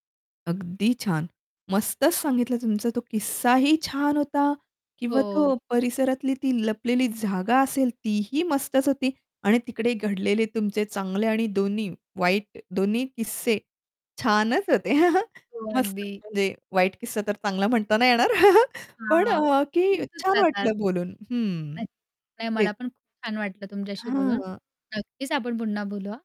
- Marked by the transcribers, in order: chuckle; distorted speech; chuckle; static
- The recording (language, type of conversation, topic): Marathi, podcast, तुमच्या परिसरातली लपलेली जागा कोणती आहे, आणि ती तुम्हाला का आवडते?